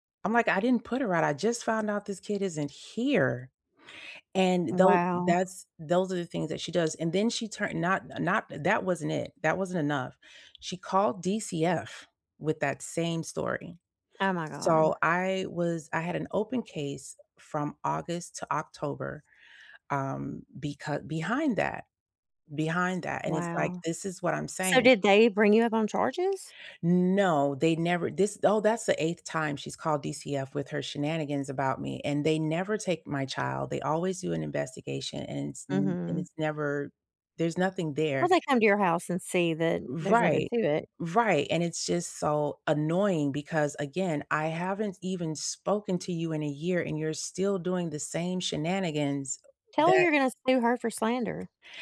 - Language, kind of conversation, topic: English, unstructured, How can I rebuild trust after a disagreement?
- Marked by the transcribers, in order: tapping; other background noise